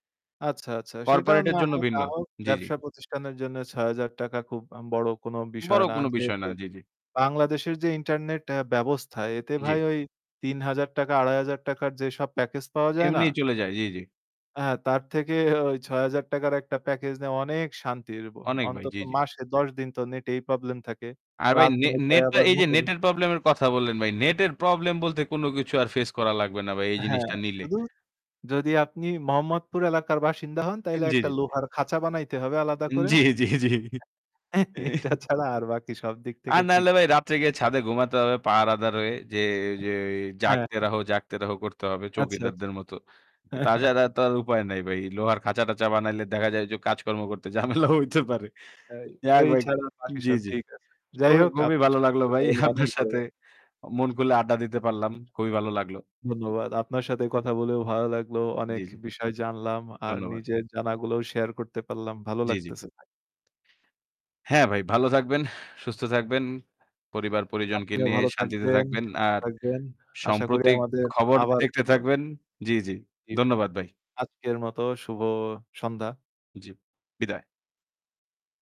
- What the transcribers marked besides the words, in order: static; other background noise; unintelligible speech; distorted speech; laughing while speaking: "জ্বী, জ্বী, জ্বী"; chuckle; laughing while speaking: "এটা"; chuckle; in Hindi: "জাগতে রহো, জাগতে রহো"; chuckle; laughing while speaking: "ঝামেলাও হইতে পারে"; laughing while speaking: "আপনার সাথে"
- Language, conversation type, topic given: Bengali, unstructured, আপনি সাম্প্রতিক সময়ে কোনো ভালো খবর শুনেছেন কি?